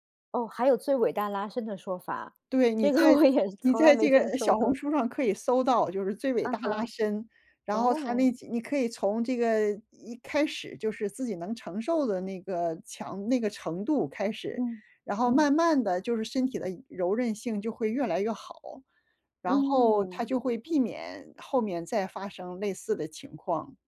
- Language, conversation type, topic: Chinese, advice, 受伤后我想恢复锻炼，但害怕再次受伤，该怎么办？
- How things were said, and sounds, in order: laughing while speaking: "我也"